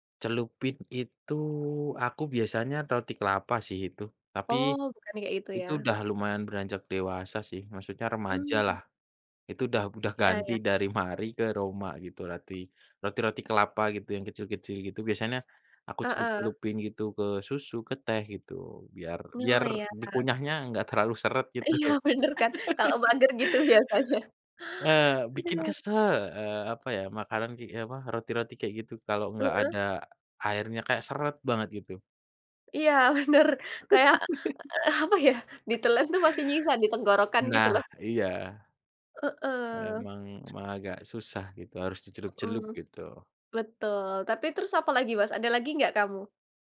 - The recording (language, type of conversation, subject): Indonesian, unstructured, Bagaimana makanan memengaruhi kenangan masa kecilmu?
- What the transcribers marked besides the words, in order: other background noise; tapping; laughing while speaking: "Marie"; "Biasanya" said as "biasana"; laughing while speaking: "terlalu"; laughing while speaking: "Iya, bener kan? Kalau mager gitu biasanya"; laughing while speaking: "gitu"; laugh; inhale; laughing while speaking: "bener. Kayak, eee, apa ya … tenggorokan gitu loh"; laugh